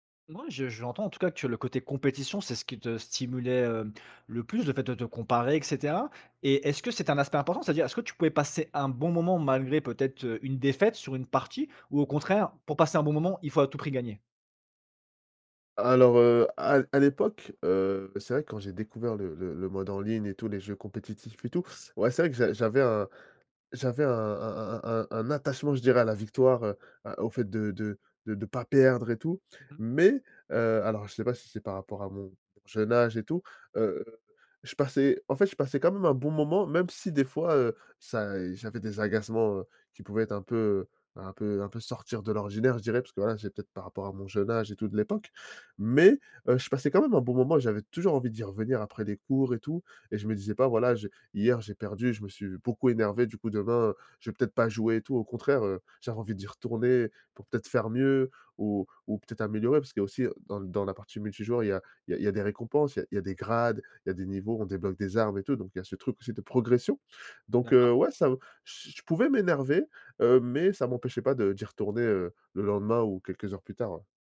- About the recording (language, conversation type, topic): French, podcast, Quel est un hobby qui t’aide à vider la tête ?
- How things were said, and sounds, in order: none